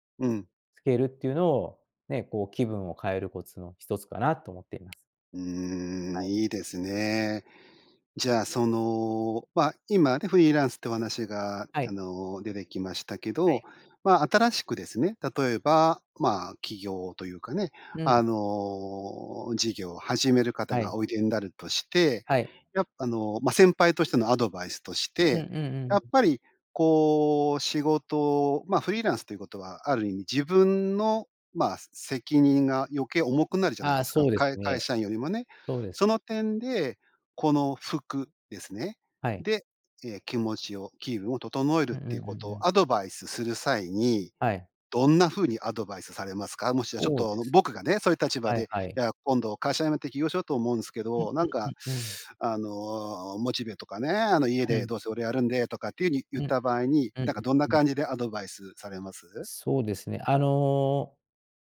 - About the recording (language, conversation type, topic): Japanese, podcast, 服で気分を変えるコツってある？
- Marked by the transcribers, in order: tapping; other noise